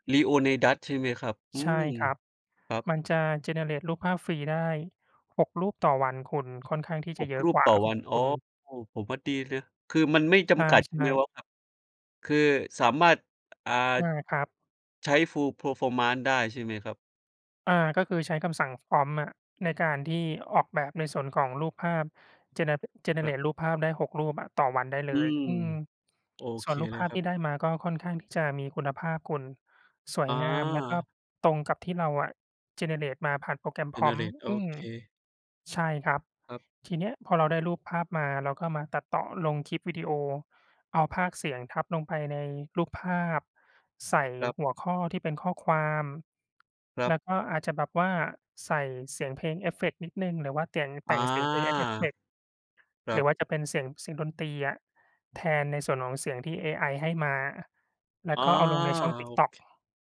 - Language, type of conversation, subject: Thai, unstructured, การเรียนรู้สิ่งใหม่ๆ ทำให้ชีวิตของคุณดีขึ้นไหม?
- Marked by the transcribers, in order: in English: "generate"; in English: "Full Performance"; in English: "gene generate"; in English: "generate"; in English: "generate"; other background noise